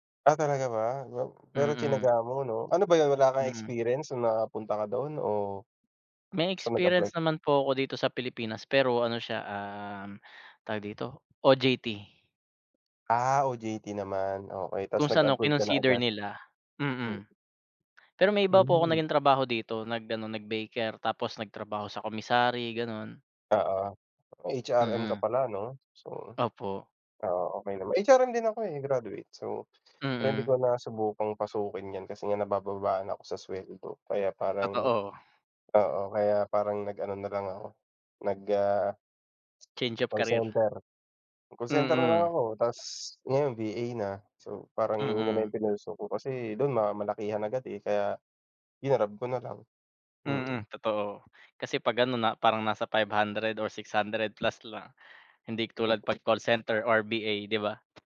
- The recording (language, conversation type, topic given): Filipino, unstructured, Paano mo pinoprotektahan ang iyong katawan laban sa sakit araw-araw?
- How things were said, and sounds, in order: lip smack; in English: "Change of career"